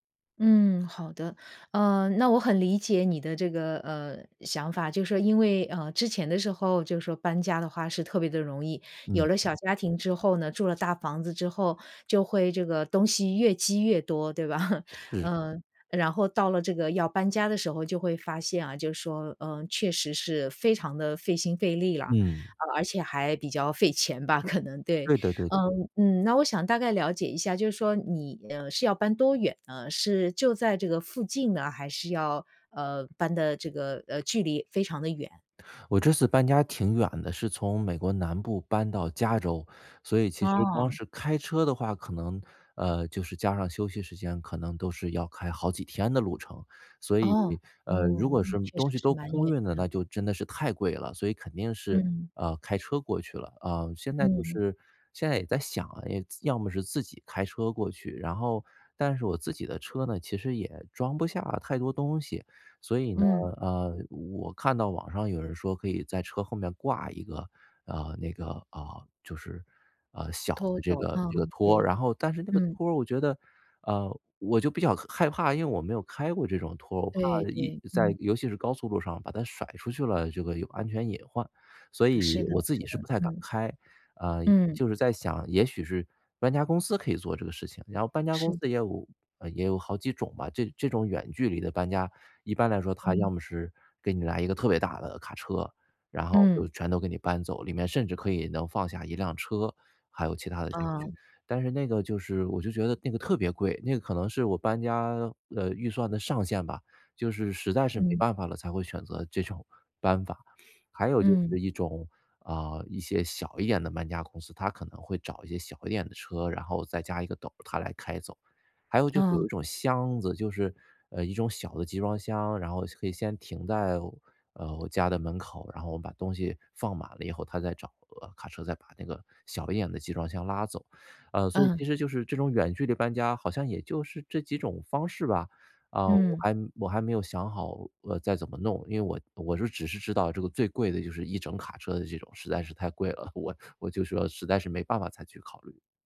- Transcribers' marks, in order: other background noise; laugh; laughing while speaking: "可能"; laughing while speaking: "这种"; laughing while speaking: "我 我"
- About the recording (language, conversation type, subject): Chinese, advice, 我如何制定搬家预算并尽量省钱？